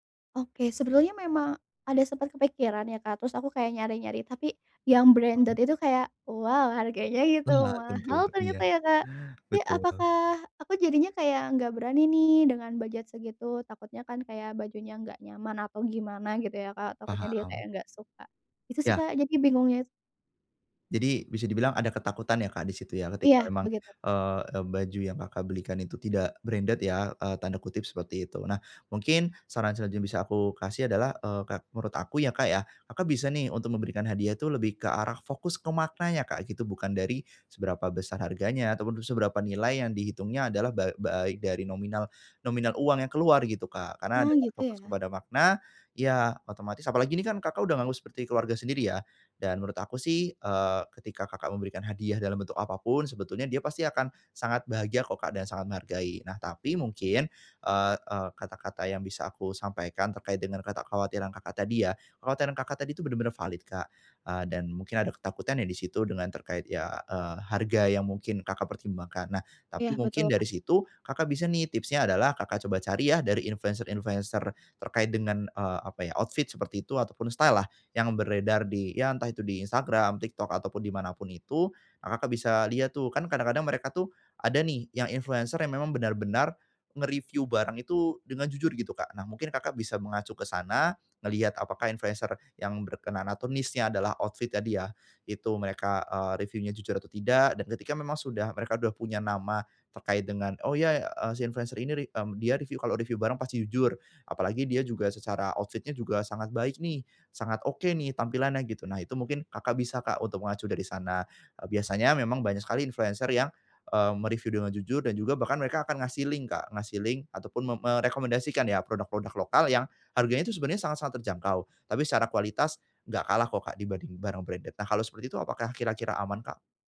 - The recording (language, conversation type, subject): Indonesian, advice, Bagaimana caranya memilih hadiah yang tepat untuk orang lain?
- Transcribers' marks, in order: in English: "branded"; in English: "branded"; "kekhawatiran" said as "ketekhawatiran"; in English: "outfit"; in English: "style-lah"; in English: "niche-nya"; in English: "outfit"; in English: "outfit-nya"; in English: "link"; in English: "link"; in English: "branded"